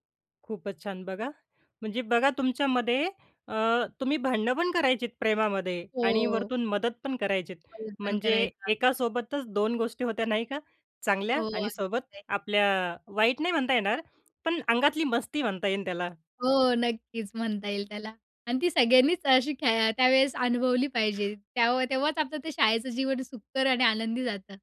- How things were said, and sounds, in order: other background noise
- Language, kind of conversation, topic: Marathi, podcast, शाळेतली कोणती सामूहिक आठवण तुम्हाला आजही आठवते?